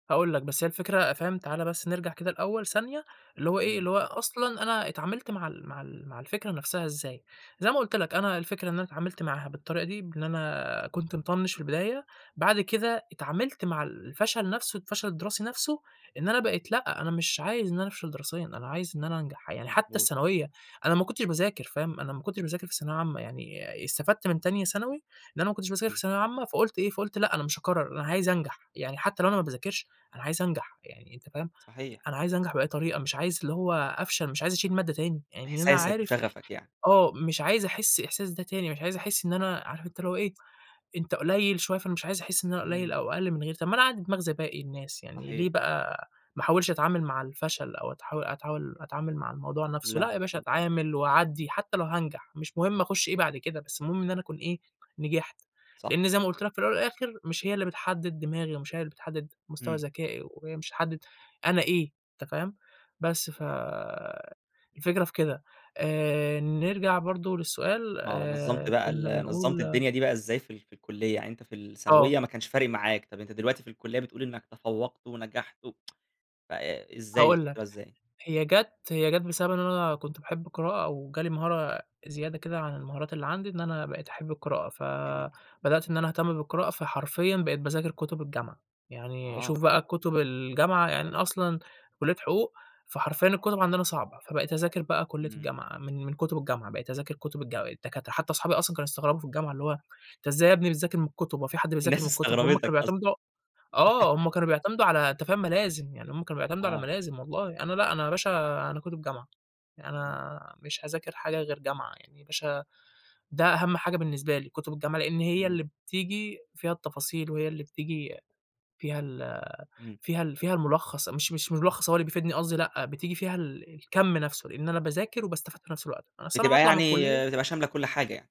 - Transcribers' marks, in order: unintelligible speech; tapping; tsk; unintelligible speech; laughing while speaking: "الناس استغربتك أصلًا"; laugh
- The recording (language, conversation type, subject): Arabic, podcast, إزاي بتتعامل مع الفشل الدراسي؟